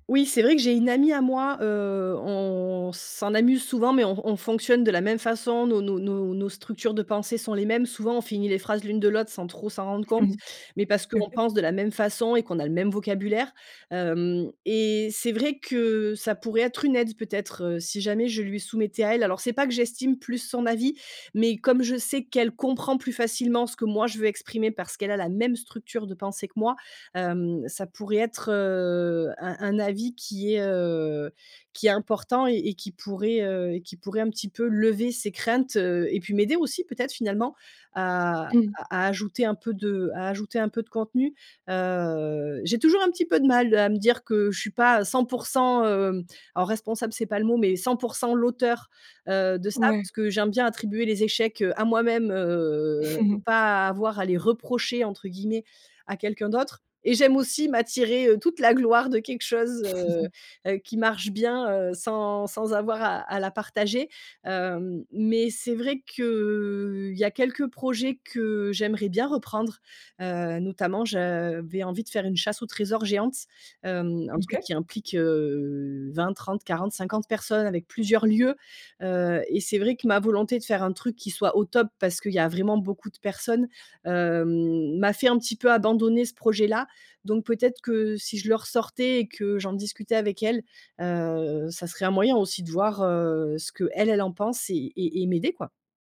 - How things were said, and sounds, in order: stressed: "même"; drawn out: "heu"; chuckle; chuckle; drawn out: "heu"
- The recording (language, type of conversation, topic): French, advice, Comment le perfectionnisme t’empêche-t-il de terminer tes projets créatifs ?